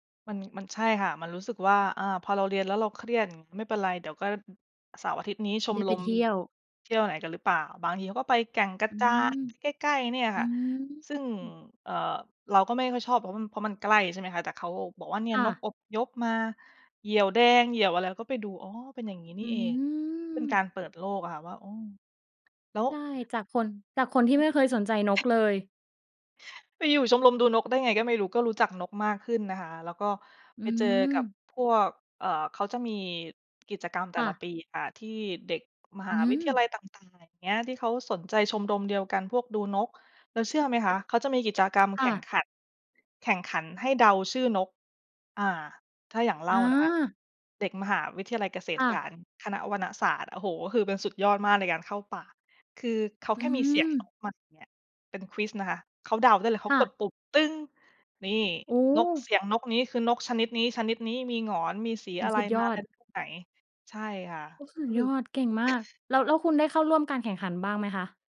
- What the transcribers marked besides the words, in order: other noise; tapping; other background noise; in English: "ควิซ"
- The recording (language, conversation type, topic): Thai, podcast, เล่าเหตุผลที่ทำให้คุณรักธรรมชาติได้ไหม?